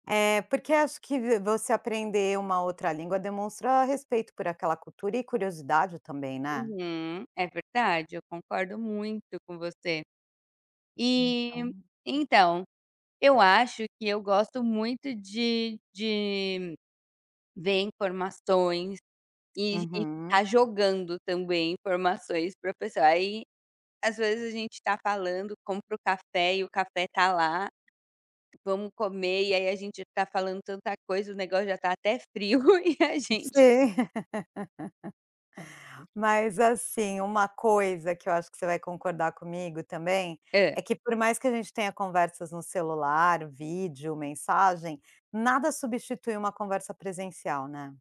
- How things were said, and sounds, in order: tapping; laughing while speaking: "frio e a gente"; laugh; other background noise
- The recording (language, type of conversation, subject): Portuguese, podcast, De que forma o seu celular influencia as suas conversas presenciais?